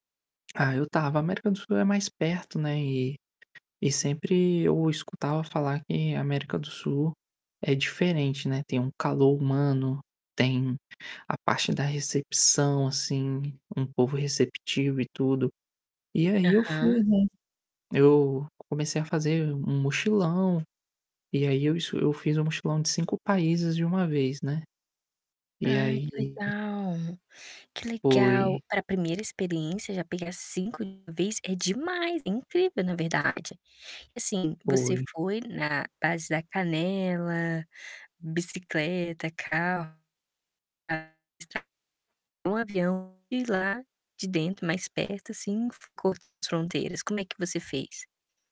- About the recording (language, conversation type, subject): Portuguese, podcast, Qual amizade que você fez numa viagem virou uma amizade de verdade?
- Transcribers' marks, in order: static; other background noise; distorted speech; tapping; unintelligible speech